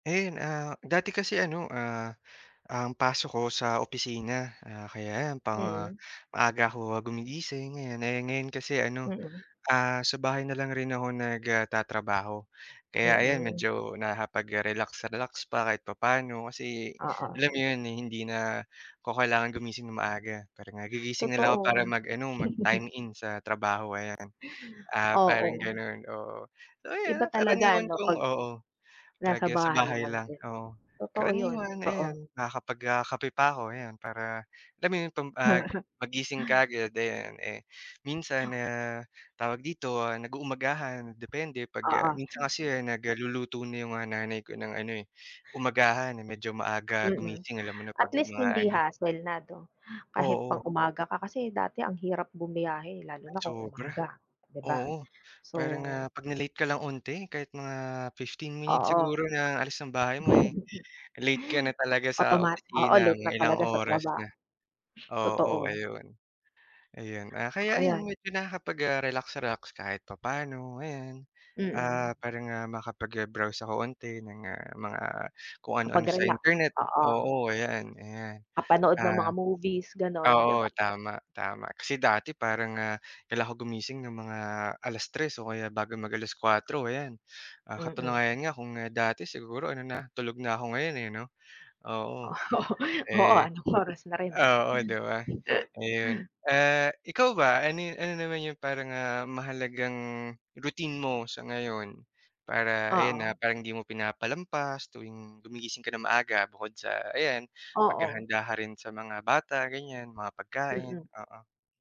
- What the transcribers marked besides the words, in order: other background noise; tapping; chuckle; background speech; chuckle; chuckle; laughing while speaking: "Oo"; wind; snort
- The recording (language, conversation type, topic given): Filipino, unstructured, Ano ang mga karaniwang ginagawa mo tuwing umaga?